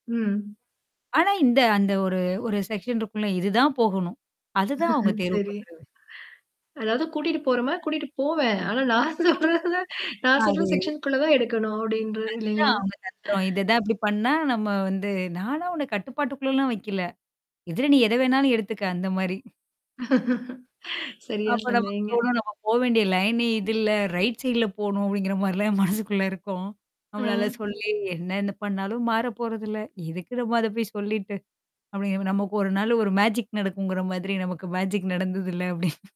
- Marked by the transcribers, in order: static; in English: "செக்ஷன்"; laugh; mechanical hum; distorted speech; laughing while speaking: "நான் சொல்றதான் நான் சொல்ற செக்ஷன்க்குள்ள தான் எடுக்கணும் அப்படின்ற இல்லைங்களா?"; drawn out: "அம்"; in English: "செக்ஷன்க்குள்ள"; other noise; chuckle; in English: "லைனே"; in English: "ரைட் சைட்ல"; tapping; other background noise; in English: "மேஜிக்"; laughing while speaking: "நமக்கு மேஜிக் நடந்ததில்ல அப்படின்னு"; in English: "மேஜிக்"
- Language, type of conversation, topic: Tamil, podcast, உங்கள் உடைத் தேர்வுகளை உங்கள் குடும்பம் எவ்வாறு பாதித்தது?